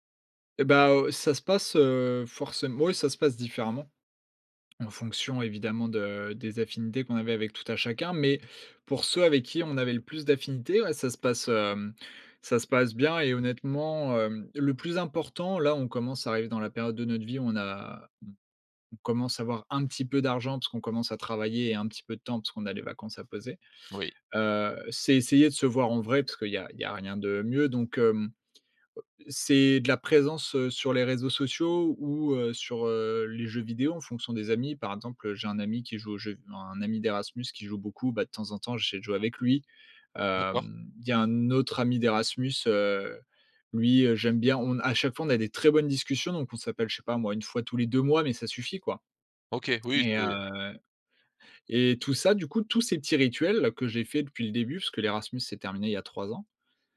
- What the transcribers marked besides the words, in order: none
- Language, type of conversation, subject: French, podcast, Comment transformer un contact en ligne en une relation durable dans la vraie vie ?